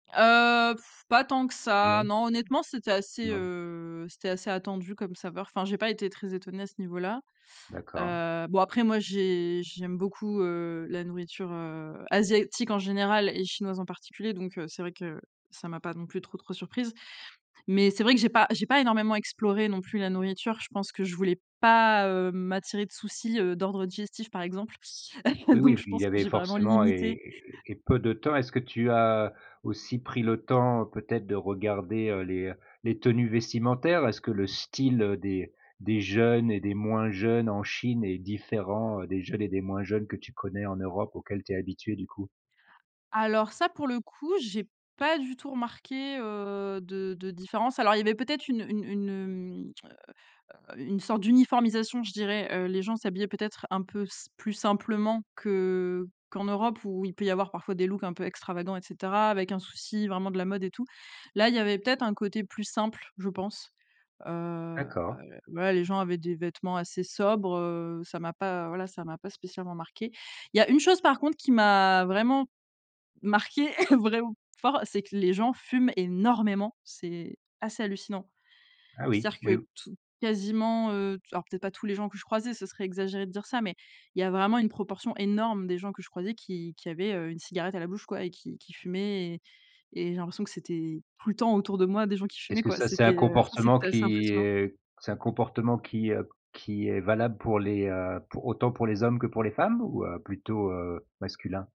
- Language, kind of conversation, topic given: French, podcast, As-tu déjà voyagé seul, et qu’est-ce qui t’a le plus surpris ?
- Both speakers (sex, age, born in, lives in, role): female, 30-34, France, France, guest; male, 40-44, France, France, host
- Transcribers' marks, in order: drawn out: "Heu"; blowing; drawn out: "heu"; other background noise; stressed: "pas"; chuckle; stressed: "style"; tapping; laugh; laughing while speaking: "vraiment fort"; stressed: "énormément"